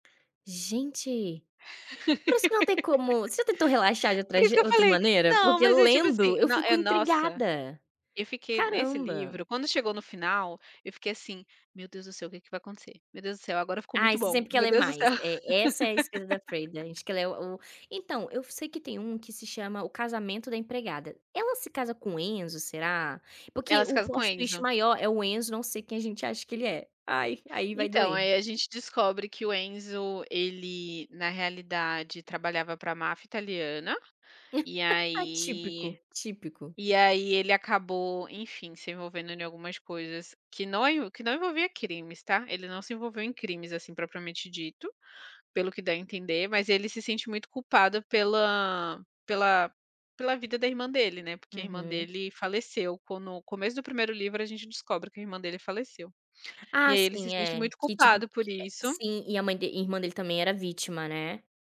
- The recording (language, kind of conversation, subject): Portuguese, unstructured, Qual é a sua forma favorita de relaxar em casa?
- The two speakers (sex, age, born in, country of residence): female, 25-29, Brazil, Spain; female, 30-34, Brazil, France
- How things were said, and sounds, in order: laugh; laugh; in English: "plot twist"; laugh